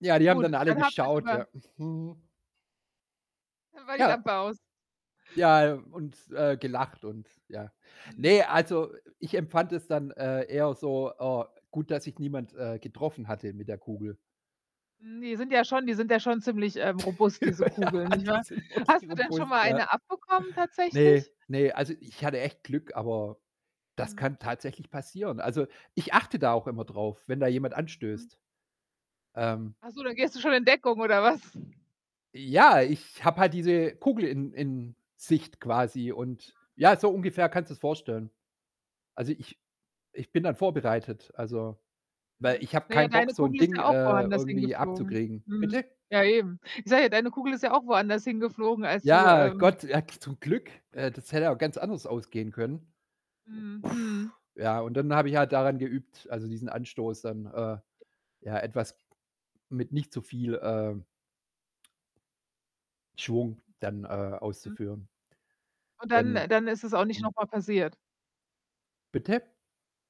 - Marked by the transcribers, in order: laugh; laughing while speaking: "Ja, die sind wirklich robust"; other background noise; laughing while speaking: "oder was?"; unintelligible speech
- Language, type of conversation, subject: German, podcast, Welche kleinen Schritte haben bei dir eine große Wirkung gehabt?